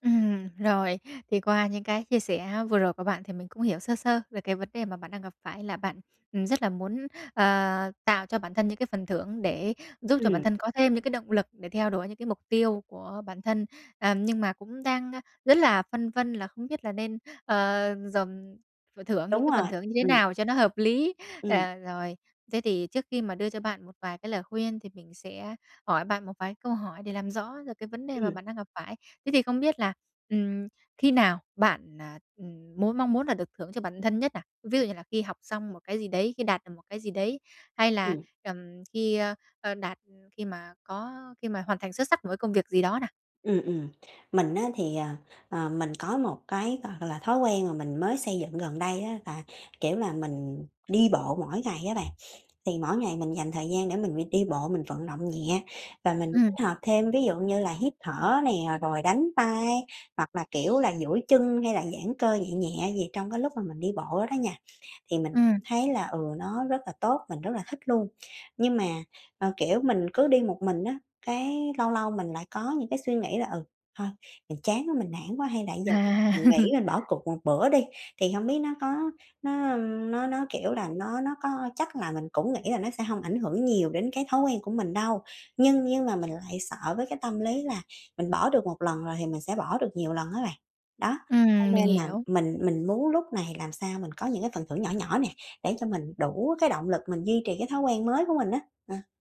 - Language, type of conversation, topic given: Vietnamese, advice, Làm sao tôi có thể chọn một phần thưởng nhỏ nhưng thật sự có ý nghĩa cho thói quen mới?
- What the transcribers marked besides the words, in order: tapping; sniff; other background noise; laugh